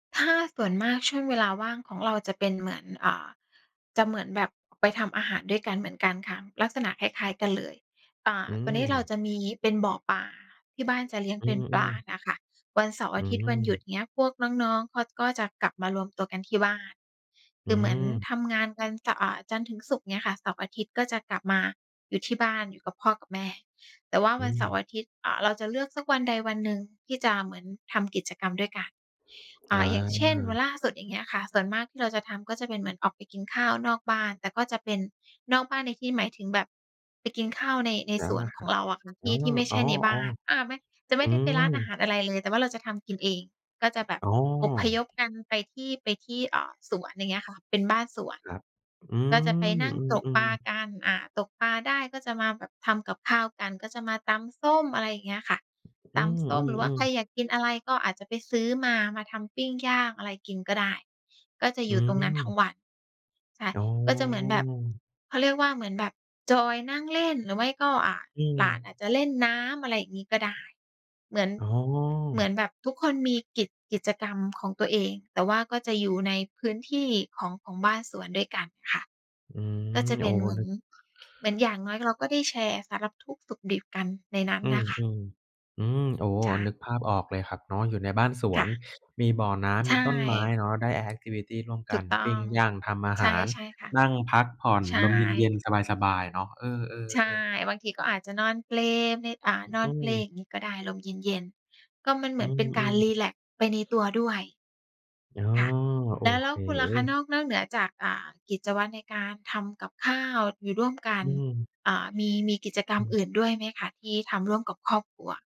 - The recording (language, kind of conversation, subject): Thai, unstructured, เวลาว่างคุณกับครอบครัวชอบทำอะไรกันบ้าง?
- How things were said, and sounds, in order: tapping; in English: "แอกทิวิตี"